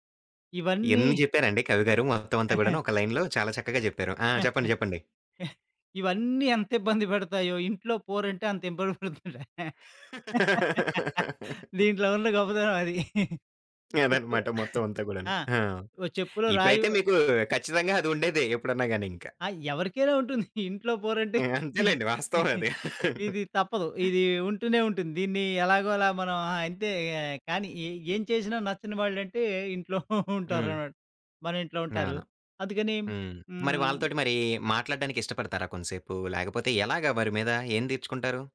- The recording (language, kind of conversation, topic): Telugu, podcast, ఒక కష్టమైన రోజు తర్వాత నువ్వు రిలాక్స్ అవడానికి ఏం చేస్తావు?
- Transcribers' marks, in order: tapping; chuckle; in English: "లైన్‌లో"; chuckle; laughing while speaking: "ఇబ్బంది పడుతుంటా. దీంట్లో ఉన్న గొప్పతనం అది. చెప్పు"; laugh; other background noise; laughing while speaking: "ఇంట్లో పోరంటే"; laugh; giggle